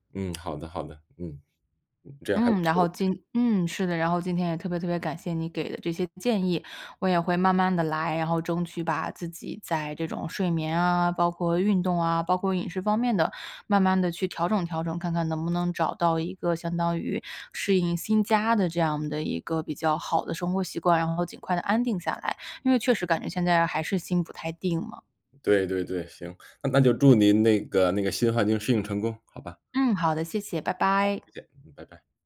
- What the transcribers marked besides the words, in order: lip smack
- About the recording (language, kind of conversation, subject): Chinese, advice, 旅行或搬家后，我该怎么更快恢复健康习惯？